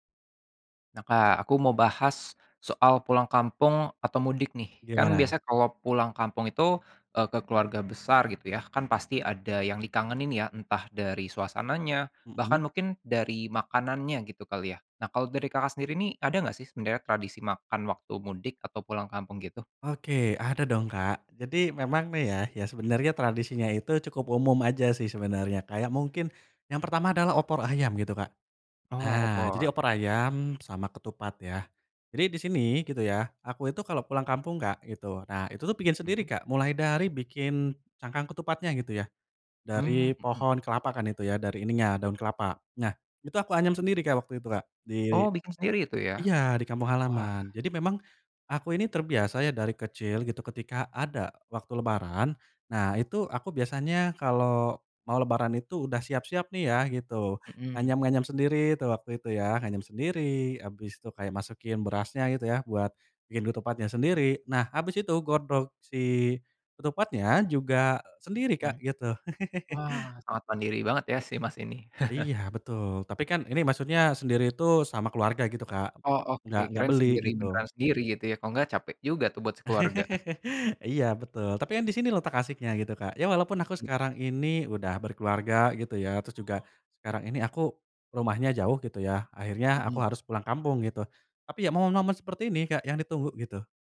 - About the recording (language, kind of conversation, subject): Indonesian, podcast, Bagaimana tradisi makan keluarga Anda saat mudik atau pulang kampung?
- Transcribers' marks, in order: other street noise; laugh; chuckle; laugh